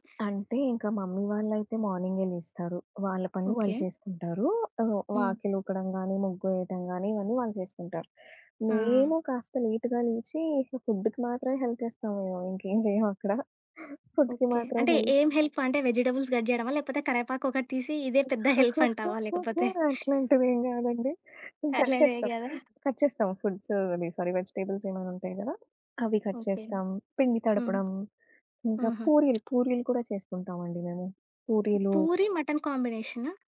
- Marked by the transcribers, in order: in English: "మమ్మీ"; in English: "లేట్‌గా"; in English: "ఫుడ్‌కి"; in English: "హెల్ప్"; chuckle; in English: "ఫుడ్‌కి"; in English: "హెల్ప్?"; in English: "వెజిటబుల్స్ కట్"; other background noise; giggle; chuckle; in English: "హెల్ప్"; in English: "కట్"; in English: "కట్"; in English: "ఫుడ్స్ సారీ వెజిటబుల్స్"; in English: "కట్"; tapping; in English: "మటన్"
- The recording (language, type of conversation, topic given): Telugu, podcast, ఏ పండుగ వంటకాలు మీకు ప్రత్యేకంగా ఉంటాయి?